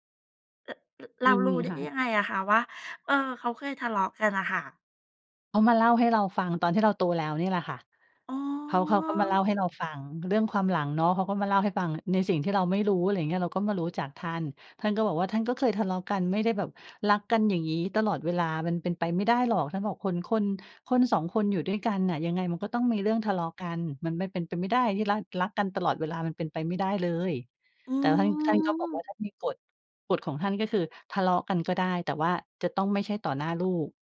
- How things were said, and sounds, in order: other background noise; drawn out: "อ๋อ"
- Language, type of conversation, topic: Thai, podcast, ครอบครัวของคุณแสดงความรักต่อคุณอย่างไรตอนคุณยังเป็นเด็ก?